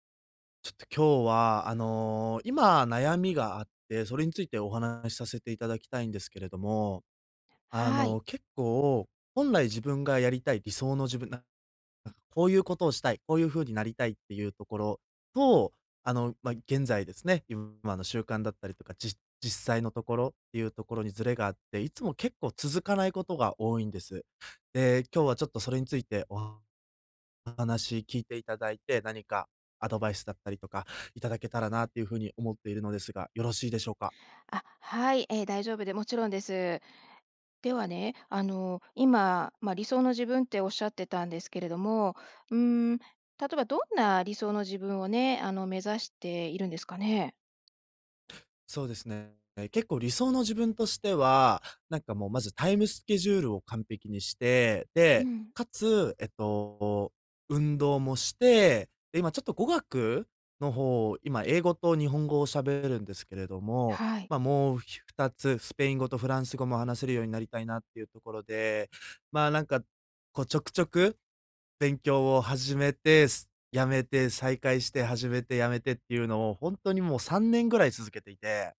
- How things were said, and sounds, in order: other background noise
- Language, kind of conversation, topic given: Japanese, advice, 理想の自分と今の習慣にズレがあって続けられないとき、どうすればいいですか？
- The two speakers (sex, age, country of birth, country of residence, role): female, 55-59, Japan, United States, advisor; male, 20-24, Japan, Japan, user